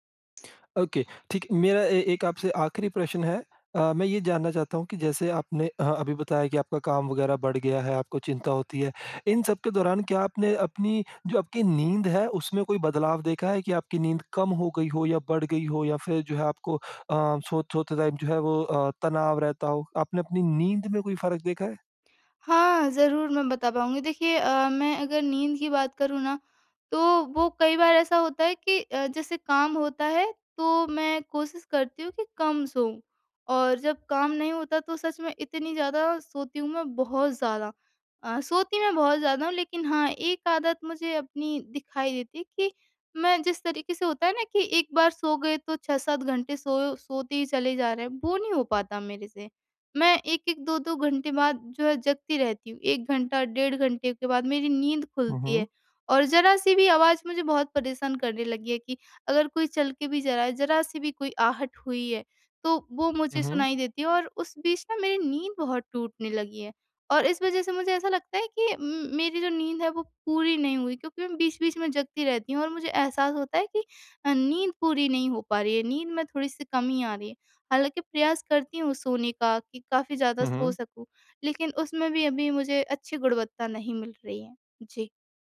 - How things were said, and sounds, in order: lip smack; in English: "ओके"; in English: "टाइम"
- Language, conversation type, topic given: Hindi, advice, क्या दिन में थकान कम करने के लिए थोड़ी देर की झपकी लेना मददगार होगा?